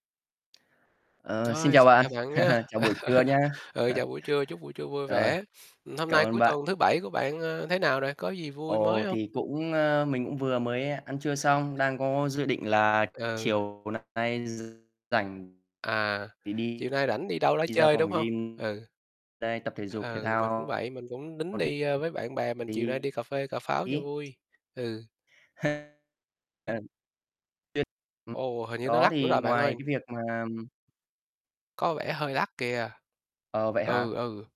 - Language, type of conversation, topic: Vietnamese, unstructured, Bạn làm thế nào để duy trì động lực khi tập thể dục?
- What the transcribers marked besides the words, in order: tapping; chuckle; laugh; chuckle; other background noise; distorted speech; unintelligible speech; in English: "lắc"; "lag" said as "lắc"; in English: "lắc"; "lag" said as "lắc"